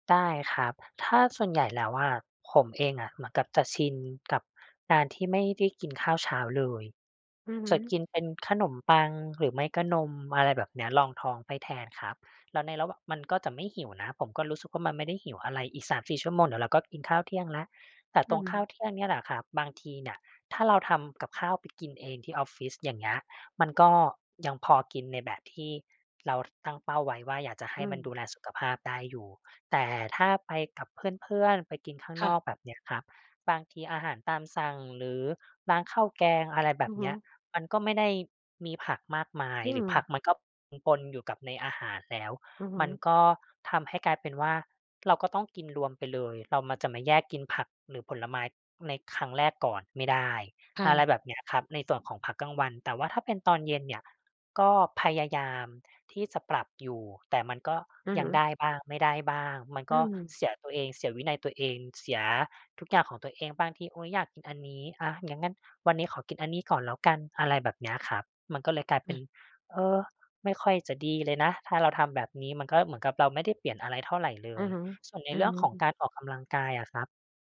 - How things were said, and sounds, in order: tapping
- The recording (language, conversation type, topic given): Thai, advice, จะปรับกิจวัตรสุขภาพของตัวเองอย่างไรได้บ้าง หากอยากเริ่มแต่ยังขาดวินัย?